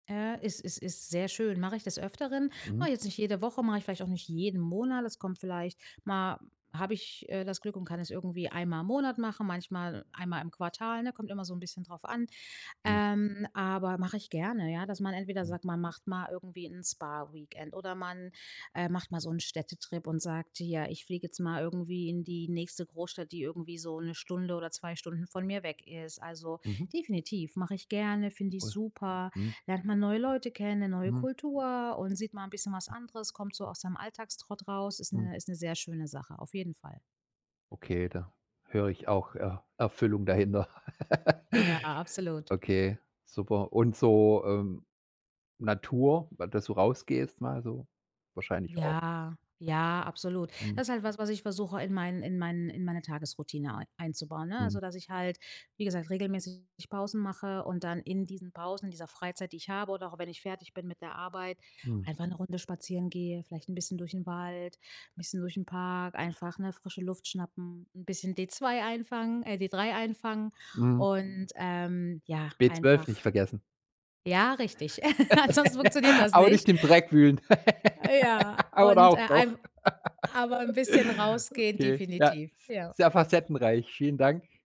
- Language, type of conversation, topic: German, podcast, Was macht für dich eine Freizeitaktivität wirklich erfüllend?
- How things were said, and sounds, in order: in English: "Spa-Weekend"; laugh; tapping; laugh; laugh; laughing while speaking: "Oder auch doch"; laugh